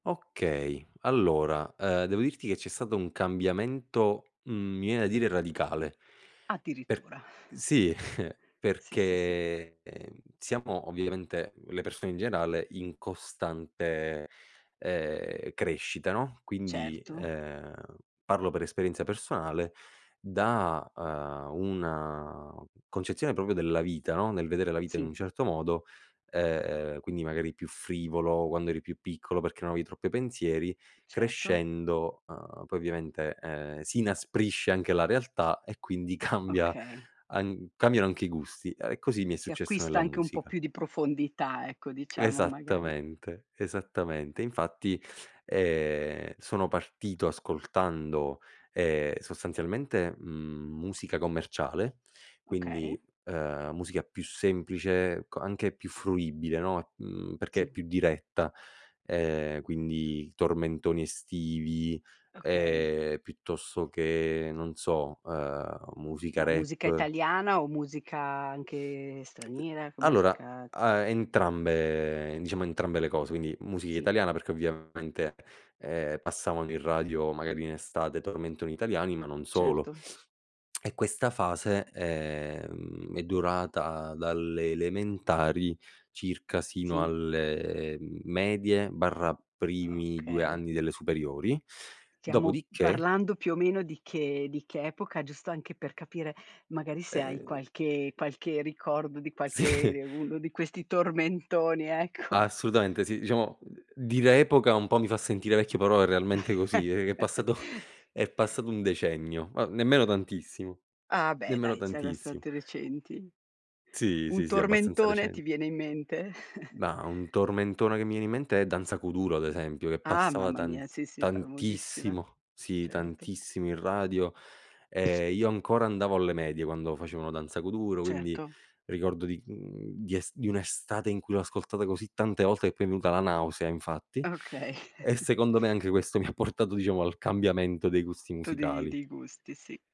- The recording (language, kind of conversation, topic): Italian, podcast, Come sono cambiate le tue abitudini musicali nel tempo?
- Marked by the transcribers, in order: chuckle; laughing while speaking: "cambia"; unintelligible speech; sniff; tongue click; tapping; other background noise; laughing while speaking: "Sì"; laughing while speaking: "ecco"; chuckle; laughing while speaking: "passato"; chuckle; laughing while speaking: "Okay"; chuckle; laughing while speaking: "ha portato"